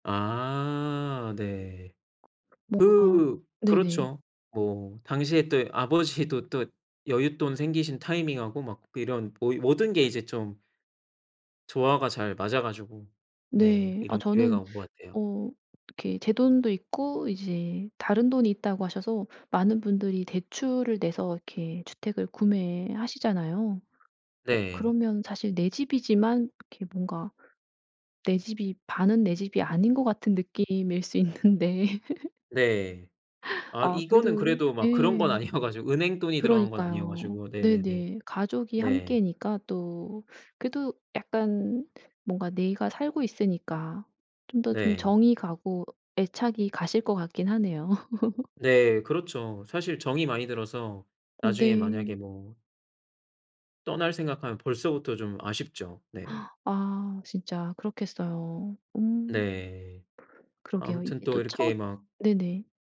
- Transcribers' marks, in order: other background noise; laughing while speaking: "아버지도"; tapping; laughing while speaking: "있는데"; laugh; laughing while speaking: "아니어 가지고"; laugh; gasp
- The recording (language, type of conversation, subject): Korean, podcast, 처음 집을 샀을 때 기분이 어땠나요?